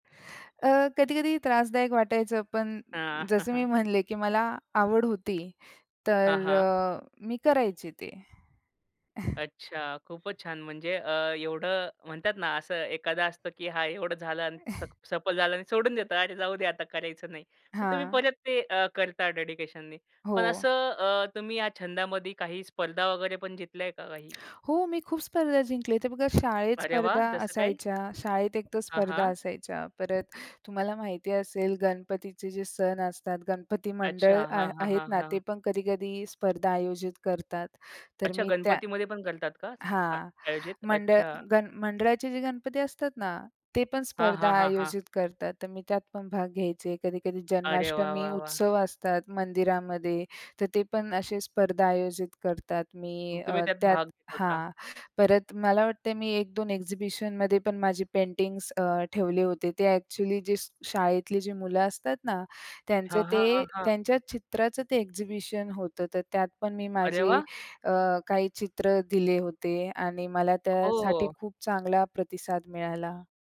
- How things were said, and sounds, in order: chuckle; other background noise; tapping; chuckle; chuckle; in English: "डेडिकेशननी"; wind; in English: "एक्झिबिशनमध्ये"; in English: "एक्झिबिशन"
- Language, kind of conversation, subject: Marathi, podcast, तुम्हाला कोणता छंद सर्वात जास्त आवडतो आणि तो का आवडतो?